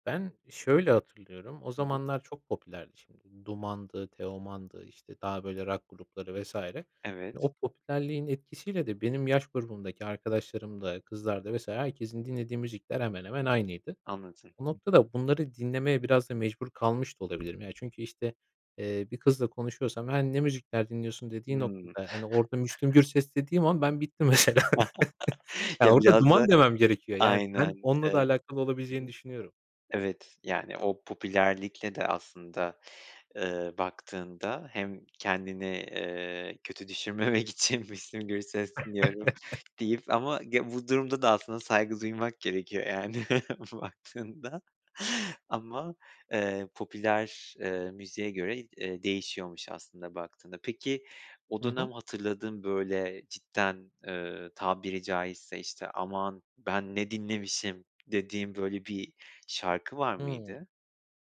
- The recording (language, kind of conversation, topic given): Turkish, podcast, Aile ortamı müzik tercihlerini sence nasıl şekillendirir?
- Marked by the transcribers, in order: chuckle; laughing while speaking: "mesela"; chuckle; laughing while speaking: "düşürmemek"; laugh; chuckle; laughing while speaking: "baktığında"